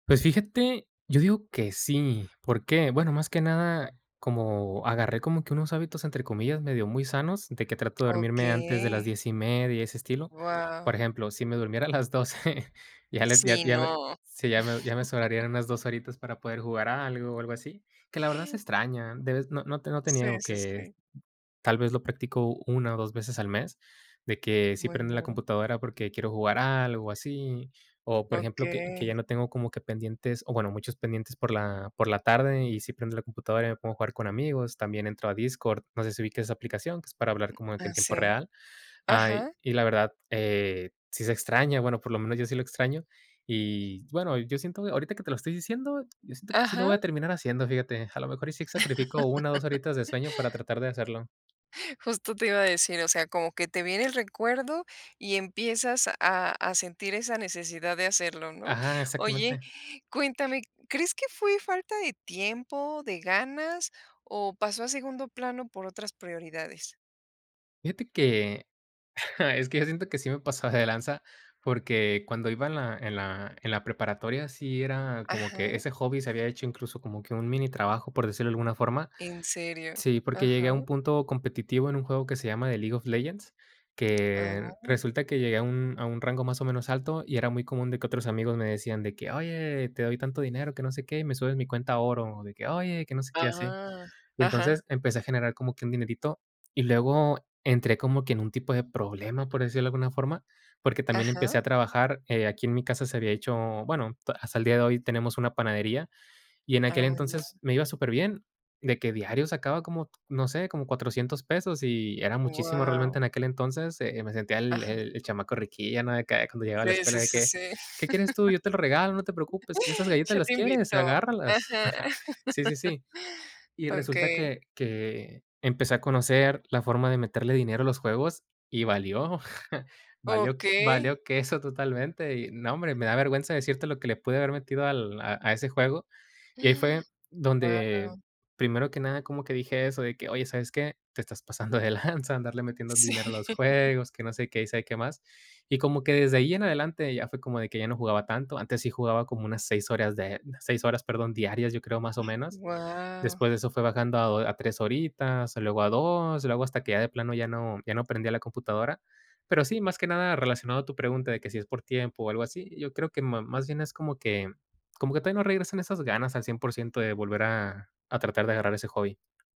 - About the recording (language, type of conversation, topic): Spanish, podcast, ¿Qué pequeño paso darías hoy para retomar un pasatiempo?
- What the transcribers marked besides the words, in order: laughing while speaking: "doce"; chuckle; other noise; chuckle; chuckle; chuckle; chuckle; chuckle; other background noise; inhale; laughing while speaking: "lanza"; chuckle